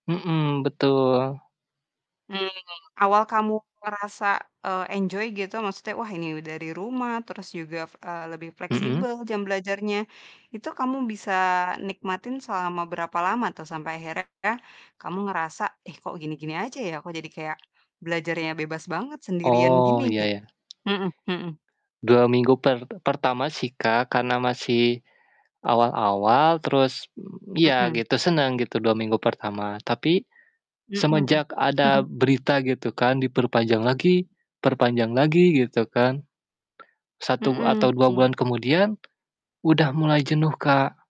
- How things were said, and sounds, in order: distorted speech; in English: "enjoy"; other background noise; laugh
- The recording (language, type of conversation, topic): Indonesian, podcast, Menurutmu, apa perbedaan antara belajar daring dan tatap muka?
- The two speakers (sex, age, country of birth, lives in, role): female, 30-34, Indonesia, Indonesia, host; male, 18-19, Indonesia, Indonesia, guest